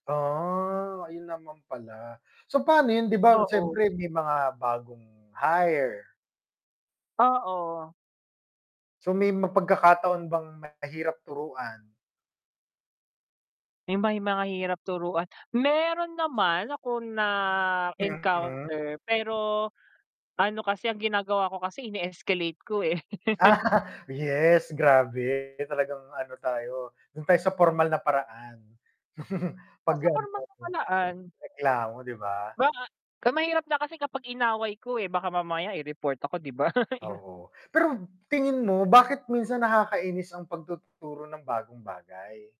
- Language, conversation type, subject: Filipino, unstructured, Bakit minsan nakakainis ang pagtuturo ng mga bagong bagay?
- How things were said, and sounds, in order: static; laugh; distorted speech; laugh; unintelligible speech; laugh